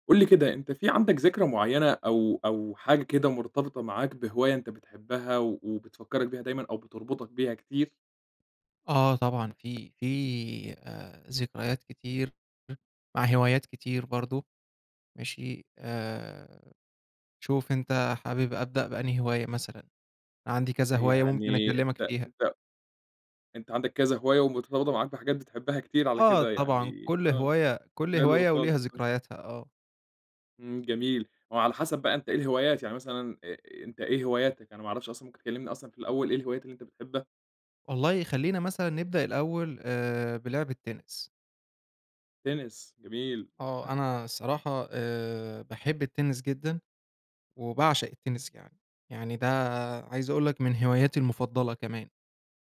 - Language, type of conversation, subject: Arabic, podcast, إيه أحلى ذكرى عندك مرتبطة بهواية بتحبّها؟
- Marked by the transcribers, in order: tapping